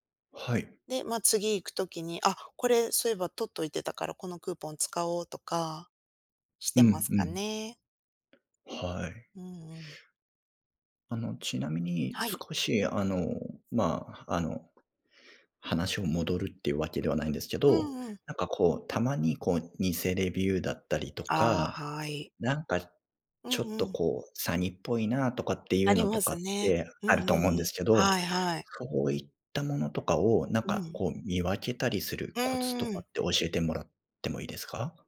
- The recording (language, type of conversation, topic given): Japanese, podcast, ネット通販で賢く買い物するには、どんな方法がありますか？
- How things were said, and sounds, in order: other noise